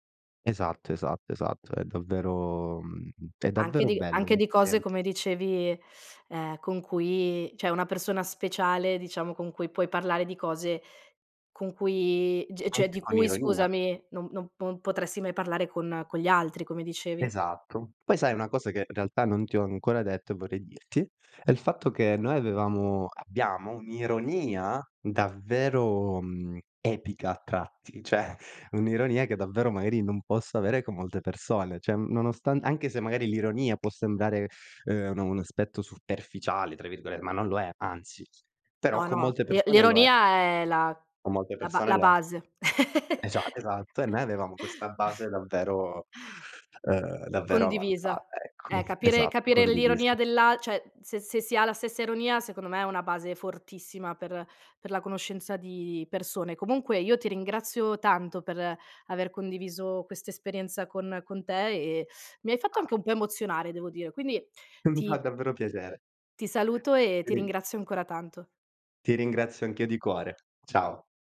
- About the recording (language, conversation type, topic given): Italian, podcast, Puoi raccontarmi di una persona che ti ha davvero ispirato?
- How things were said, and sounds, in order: drawn out: "davvero"; other background noise; tapping; "cioè" said as "ceh"; "cioè" said as "ceh"; "cioè" said as "ceh"; chuckle; "cioè" said as "ceh"; laughing while speaking: "E mi fa"; chuckle